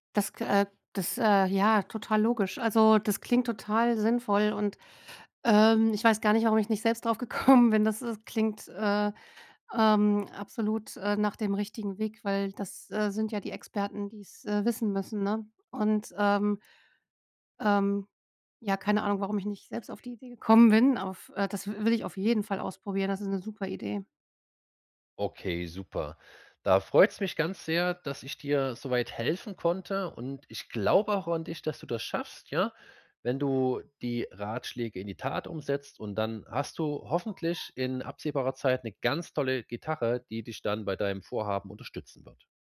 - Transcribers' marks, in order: laughing while speaking: "gekommen bin"
- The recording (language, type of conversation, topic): German, advice, Wie finde ich bei so vielen Kaufoptionen das richtige Produkt?